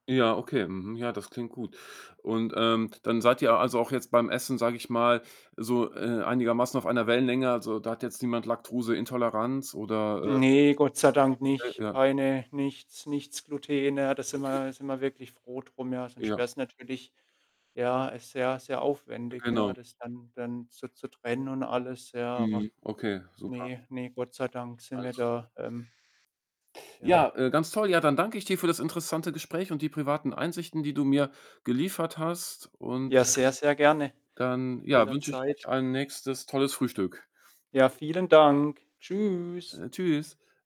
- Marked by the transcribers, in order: mechanical hum; static; other background noise
- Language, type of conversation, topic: German, podcast, Wie sieht bei euch ein typischer Familienmorgen aus?